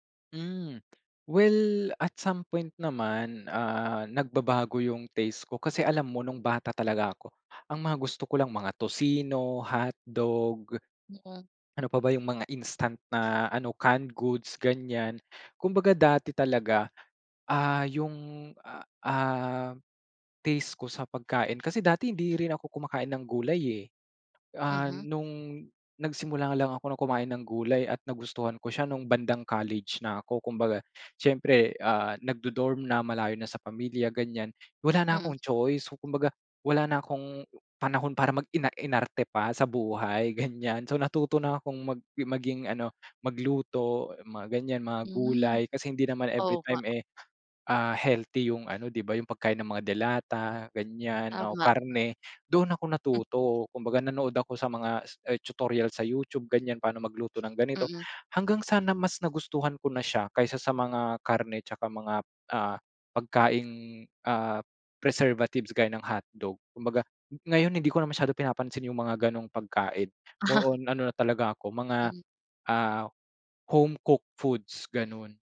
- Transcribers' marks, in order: tapping; in English: "Well at some point naman"; chuckle; in English: "More on"; in English: "home cooked foods"
- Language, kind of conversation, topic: Filipino, podcast, Paano nakaapekto ang pagkain sa pagkakakilanlan mo?